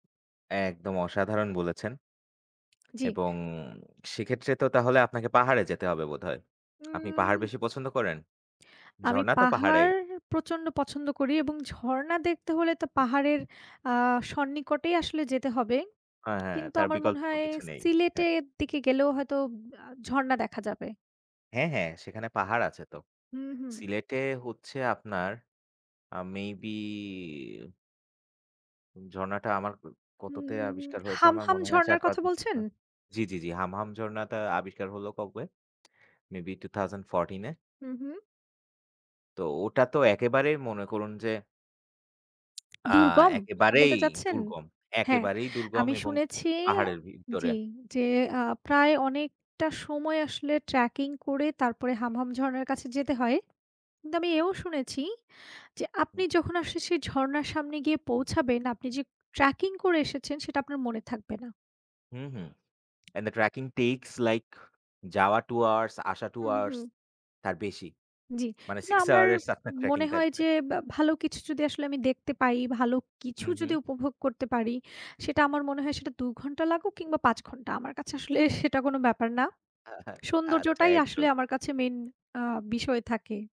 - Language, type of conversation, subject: Bengali, unstructured, ভ্রমণের সময় আপনি কোন বিষয়টি সবচেয়ে বেশি উপভোগ করেন?
- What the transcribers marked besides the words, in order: lip smack; lip smack; lip smack; tapping; horn; lip smack; in English: "And the tracking takes like"; laughing while speaking: "সেটা"; laughing while speaking: "আহা আচ্ছা, একদম"; lip smack